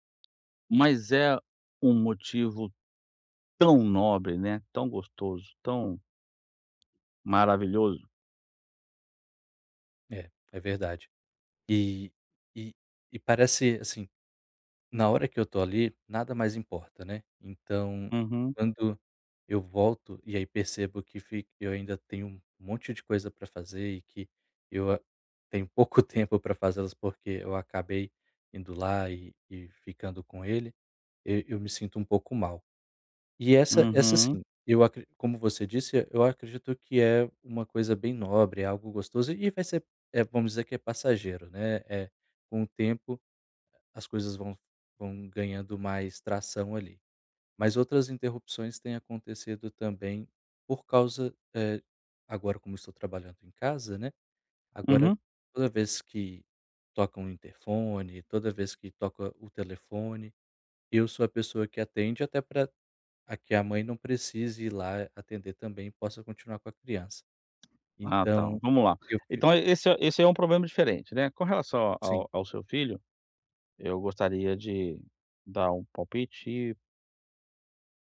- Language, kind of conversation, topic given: Portuguese, advice, Como posso evitar interrupções durante o trabalho?
- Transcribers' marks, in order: tapping